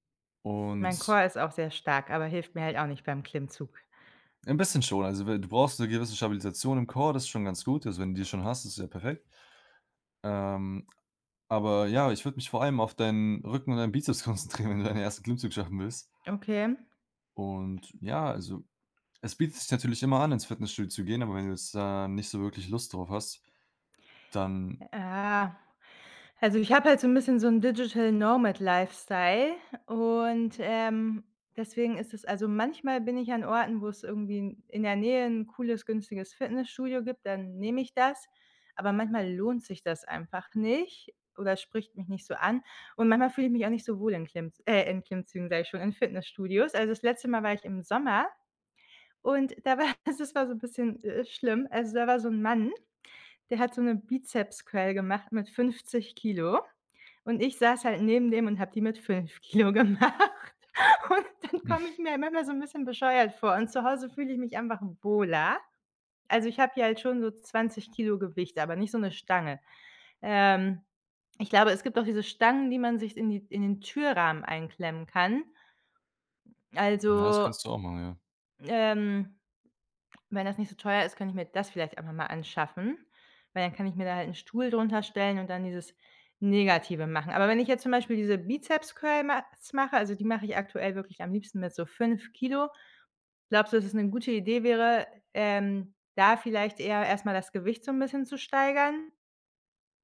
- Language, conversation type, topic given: German, advice, Wie kann ich passende Trainingsziele und einen Trainingsplan auswählen, wenn ich unsicher bin?
- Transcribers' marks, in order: in English: "Core"; in English: "Core"; laughing while speaking: "konzentrieren, wenn du"; put-on voice: "Äh"; in English: "Digital Nomad Lifestyle"; laughing while speaking: "war"; laughing while speaking: "gemacht und"; chuckle